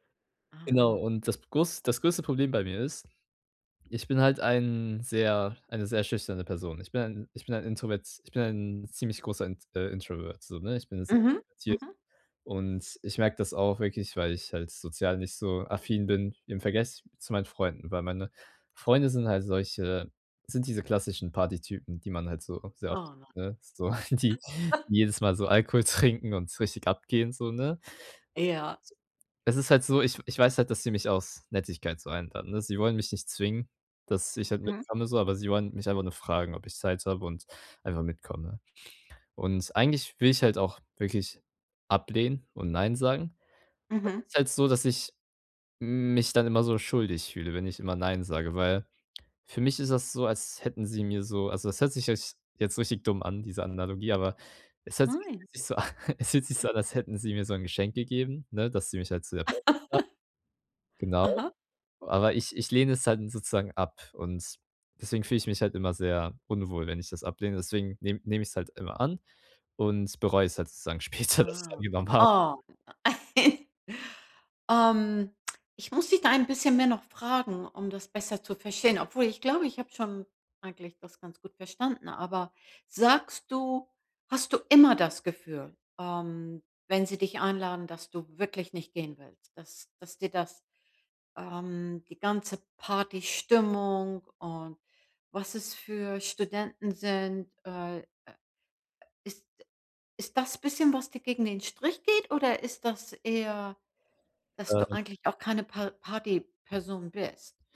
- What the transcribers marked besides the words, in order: in English: "Introvert"; unintelligible speech; chuckle; other noise; laughing while speaking: "trinken"; chuckle; laugh; unintelligible speech; laughing while speaking: "später"; giggle; laughing while speaking: "habe"; stressed: "immer"
- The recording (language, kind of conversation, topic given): German, advice, Wie kann ich höflich Nein zu Einladungen sagen, ohne Schuldgefühle zu haben?